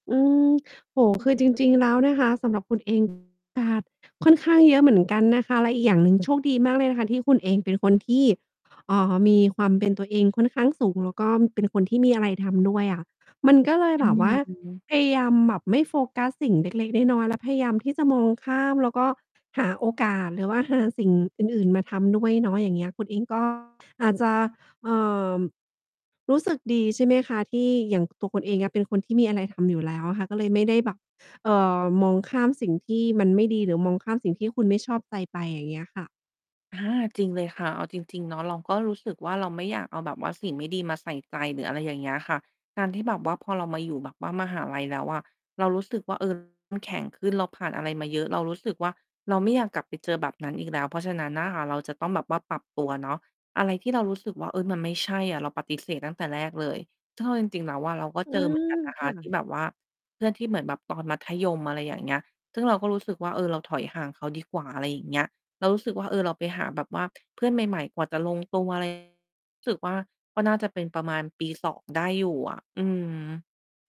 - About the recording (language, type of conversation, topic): Thai, podcast, เพื่อนที่ดีสำหรับคุณเป็นอย่างไร?
- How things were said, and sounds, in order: distorted speech